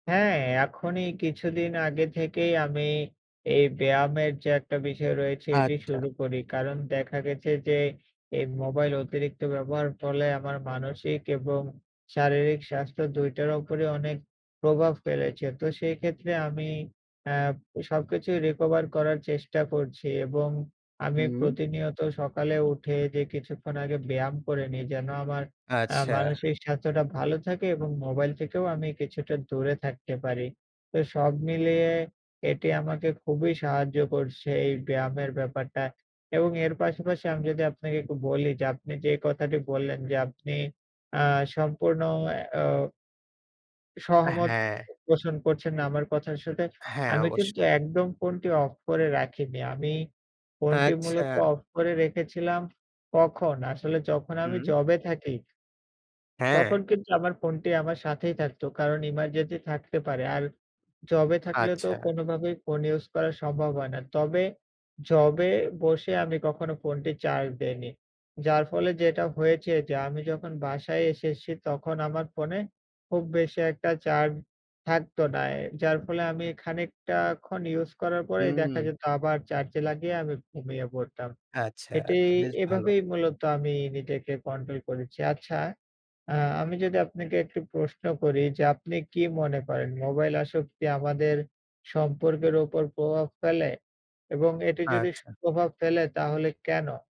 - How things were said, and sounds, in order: other background noise; tapping; "এসেছি" said as "এসেসি"
- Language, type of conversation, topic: Bengali, unstructured, তুমি কি মনে করো, আজকের দিনে মানুষ মোবাইলে খুব বেশি আসক্ত?